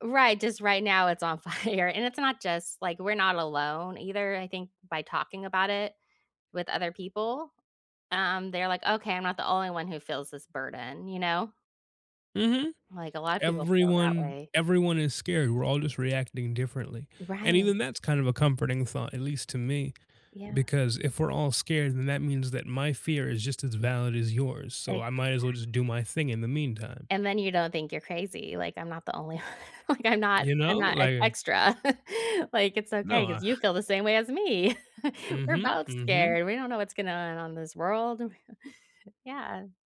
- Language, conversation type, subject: English, unstructured, How can focusing on happy memories help during tough times?
- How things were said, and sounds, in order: laughing while speaking: "fire"; laughing while speaking: "only, o like, I'm not I'm not ex extra"; scoff; chuckle; chuckle